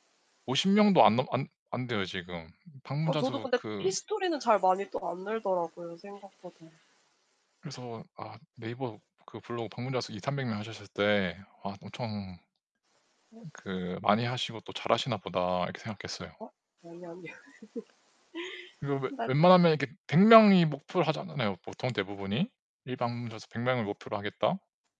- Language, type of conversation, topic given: Korean, unstructured, 꿈꾸는 미래의 하루는 어떤 모습인가요?
- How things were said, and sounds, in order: static; tapping; laugh